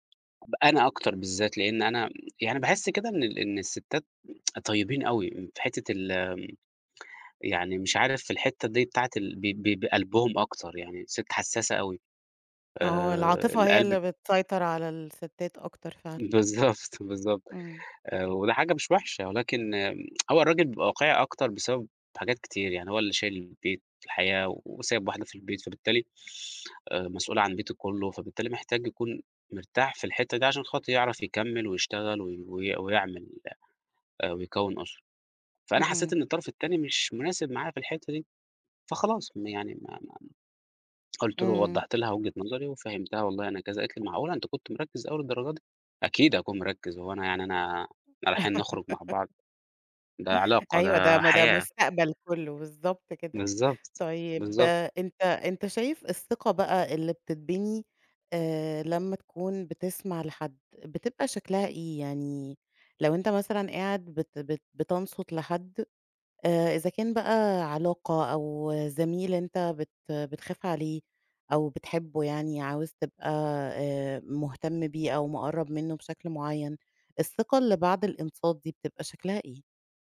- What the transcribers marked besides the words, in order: tsk; laughing while speaking: "بالضبط، بالضبط"; tsk
- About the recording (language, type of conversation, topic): Arabic, podcast, إزاي بتستخدم الاستماع عشان تبني ثقة مع الناس؟